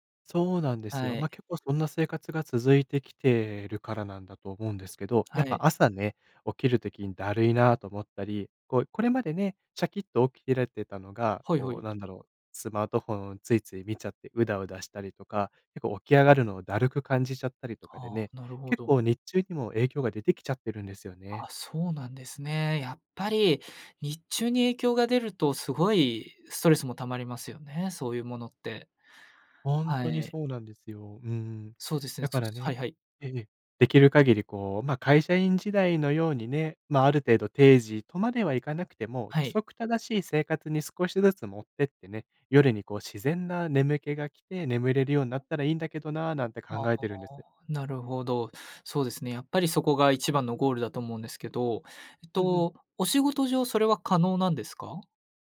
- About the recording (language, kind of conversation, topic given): Japanese, advice, 夜に寝つけず睡眠リズムが乱れているのですが、どうすれば整えられますか？
- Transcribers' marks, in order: none